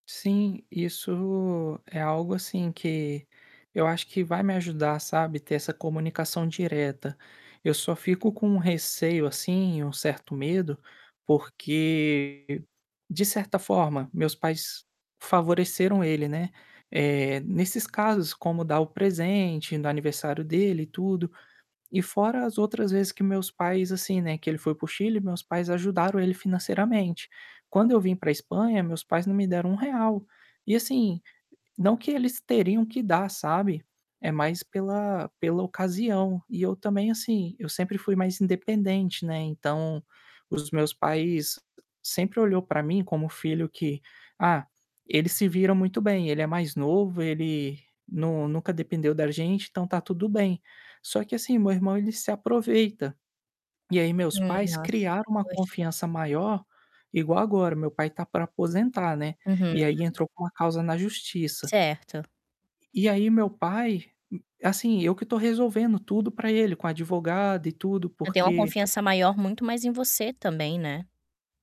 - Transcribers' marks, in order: distorted speech; tapping; other background noise
- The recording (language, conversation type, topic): Portuguese, advice, Como o sentimento de favoritismo entre irmãos tem causado rixas familiares antigas?